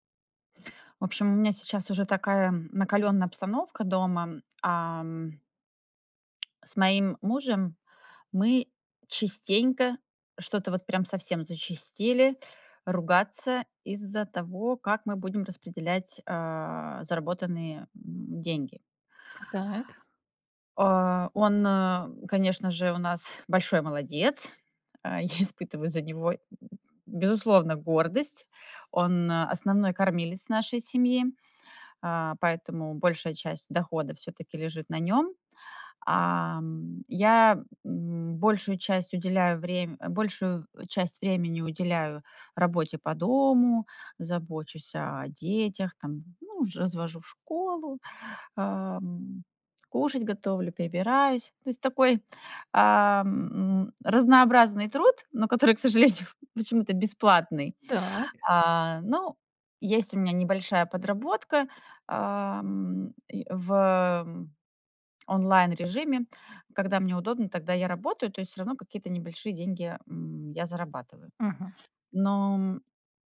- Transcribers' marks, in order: laughing while speaking: "к сожалению"; tapping
- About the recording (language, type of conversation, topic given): Russian, advice, Как перестать ссориться с партнёром из-за распределения денег?